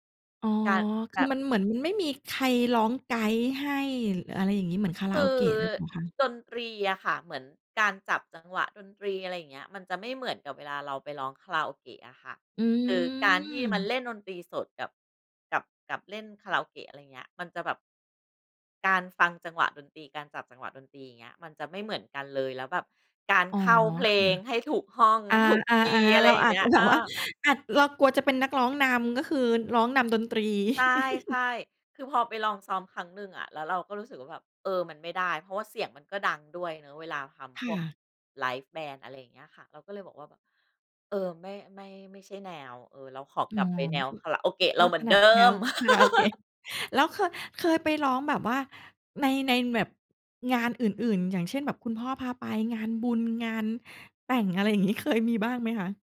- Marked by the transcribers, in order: laugh; in English: "ไลฟ์แบนด์"; chuckle; laugh; laughing while speaking: "อะไรอย่างงี้ เคยมีบ้างไหมคะ ?"
- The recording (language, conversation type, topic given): Thai, podcast, เพลงอะไรที่ทำให้คุณนึกถึงวัยเด็กมากที่สุด?